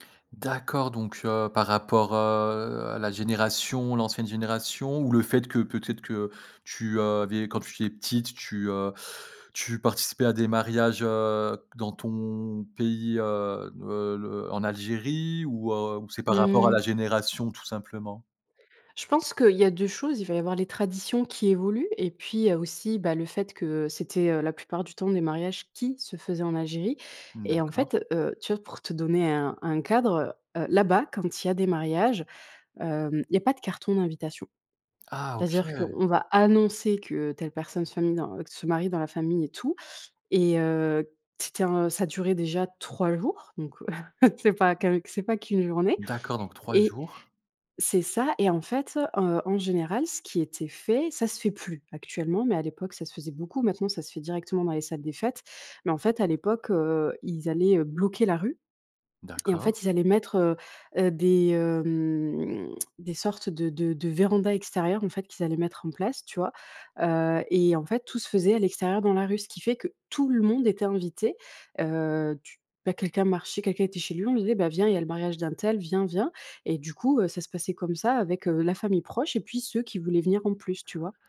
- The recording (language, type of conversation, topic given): French, podcast, Comment se déroule un mariage chez vous ?
- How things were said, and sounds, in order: drawn out: "ton"; stressed: "Algérie"; stressed: "qui"; surprised: "Ah"; stressed: "annoncer"; stressed: "trois"; chuckle; other background noise; drawn out: "hem"; stressed: "tout"